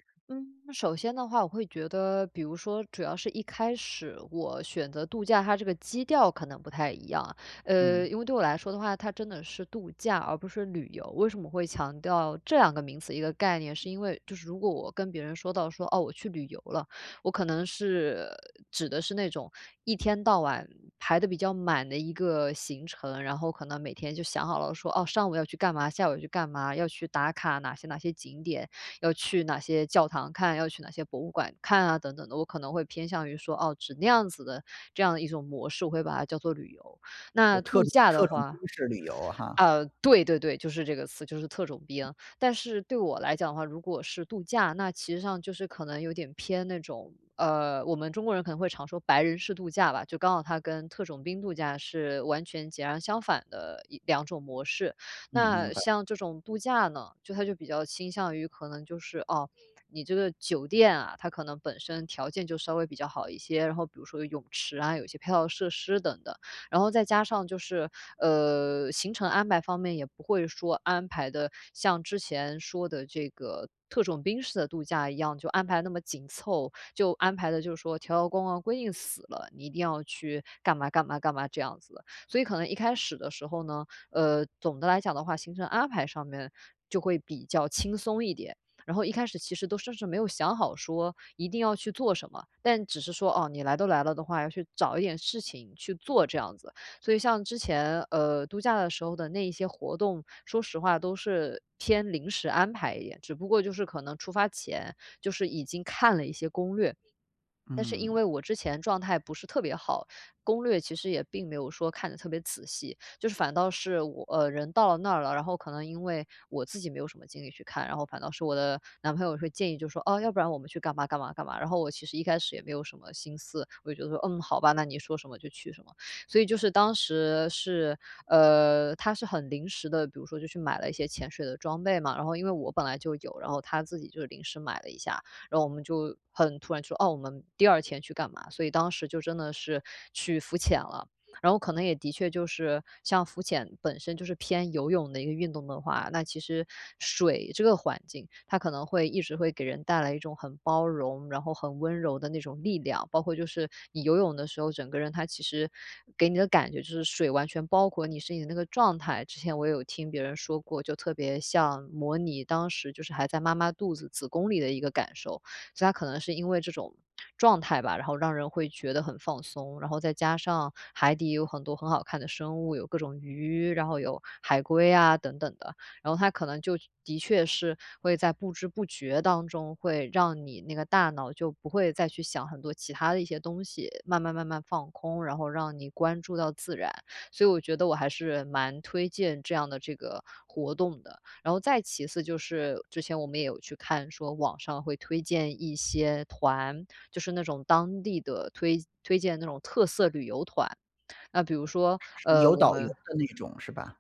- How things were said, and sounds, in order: other noise; other background noise
- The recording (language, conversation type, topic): Chinese, podcast, 在自然环境中放慢脚步有什么好处？